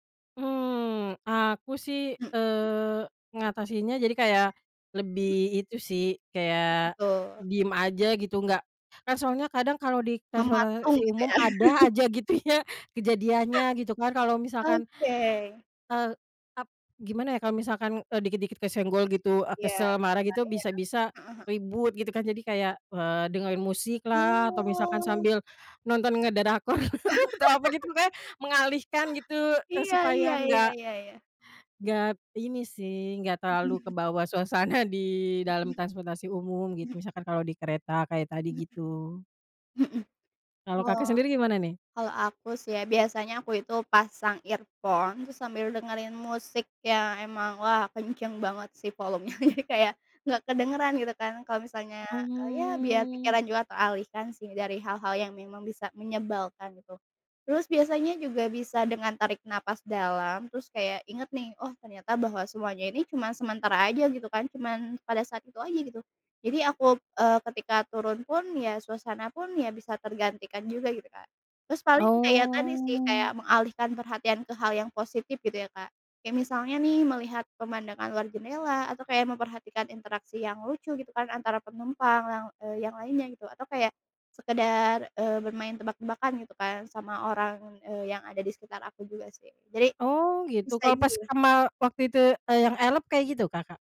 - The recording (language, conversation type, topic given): Indonesian, unstructured, Apa hal yang paling membuat kamu kesal saat menggunakan transportasi umum?
- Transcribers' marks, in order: other background noise; laughing while speaking: "ya"; laugh; drawn out: "Oh"; laughing while speaking: "ngedrakor atau apa gitu"; laugh; laughing while speaking: "suasana"; in English: "earphone"; laughing while speaking: "Jadi"; drawn out: "Hmm"; drawn out: "Oh"; unintelligible speech; "Elf" said as "elep"